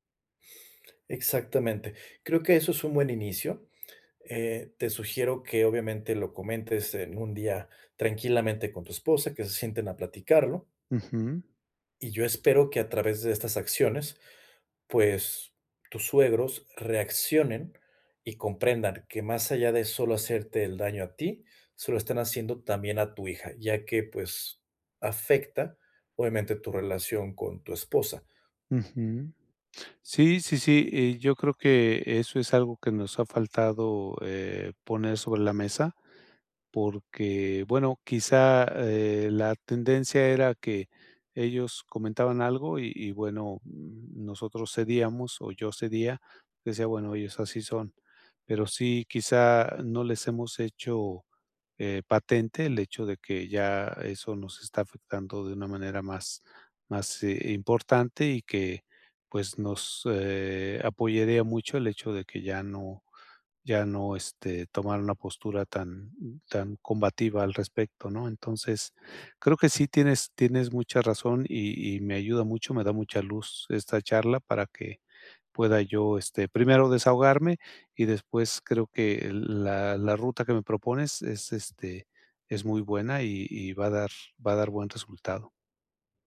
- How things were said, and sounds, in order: other noise
- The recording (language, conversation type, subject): Spanish, advice, ¿Cómo puedo mantener la calma cuando alguien me critica?